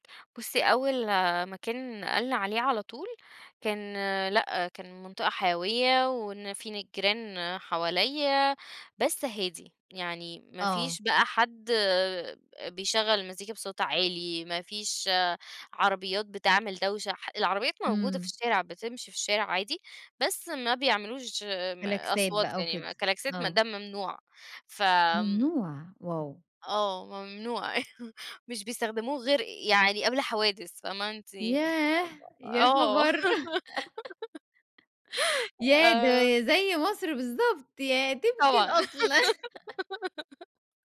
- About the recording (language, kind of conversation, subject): Arabic, podcast, ازاي التقاليد بتتغيّر لما الناس تهاجر؟
- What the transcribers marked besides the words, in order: tapping; in English: "Wow!"; chuckle; laugh; unintelligible speech; giggle; laugh; giggle